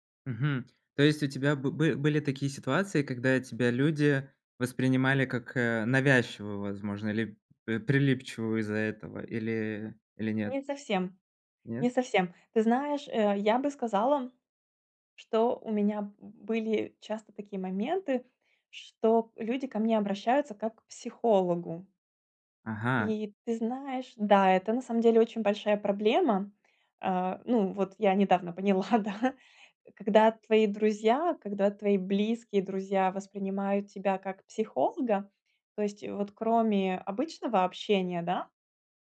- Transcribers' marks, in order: laughing while speaking: "поняла, да"
- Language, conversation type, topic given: Russian, advice, Как мне повысить самооценку и укрепить личные границы?